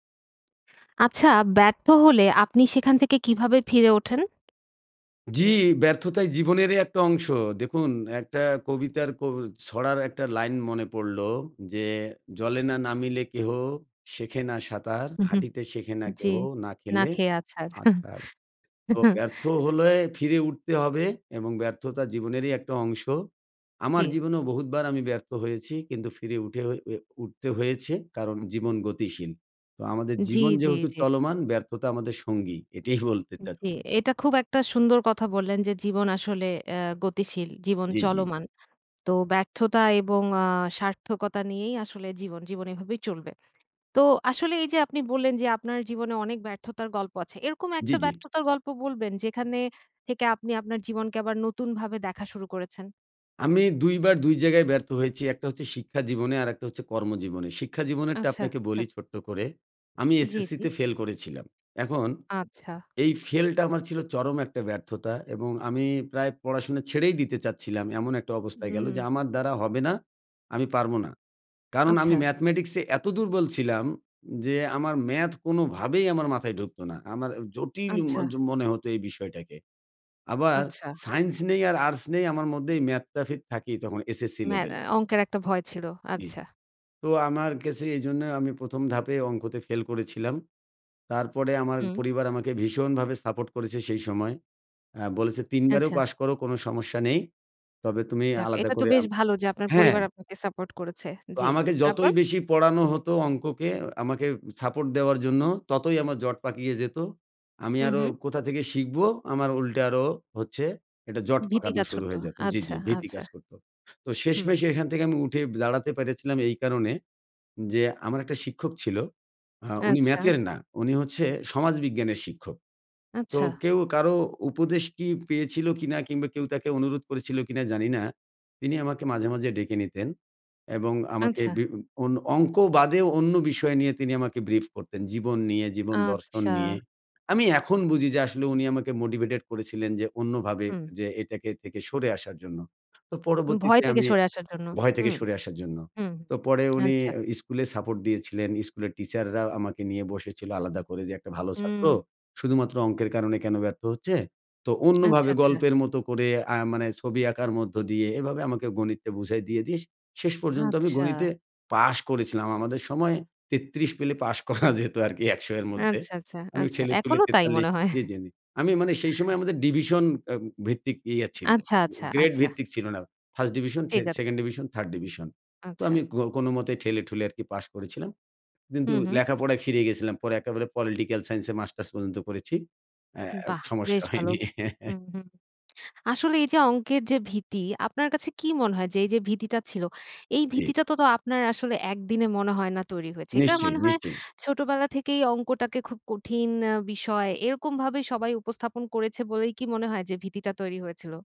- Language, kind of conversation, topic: Bengali, podcast, ব্যর্থ হলে তুমি কীভাবে আবার ঘুরে দাঁড়াও?
- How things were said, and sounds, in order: chuckle; tapping; chuckle; laughing while speaking: "পাশ করা যেত আর কি, একশো এর মধ্যে"; chuckle; laughing while speaking: "সমস্যা হয়নি"; laugh